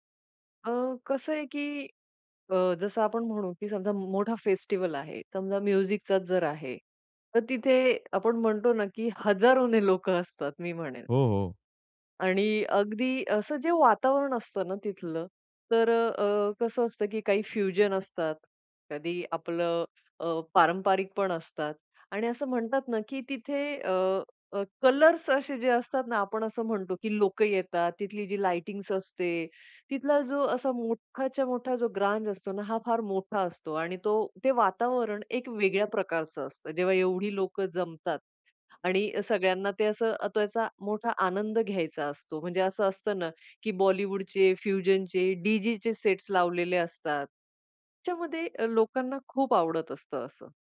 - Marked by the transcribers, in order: in English: "म्युझिकचा"; in English: "फ्युजन"; other noise; in English: "ग्रांज"; in English: "फ्युजनचे"
- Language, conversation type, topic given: Marathi, podcast, फेस्टिव्हल आणि छोट्या क्लबमधील कार्यक्रमांमध्ये तुम्हाला नेमका काय फरक जाणवतो?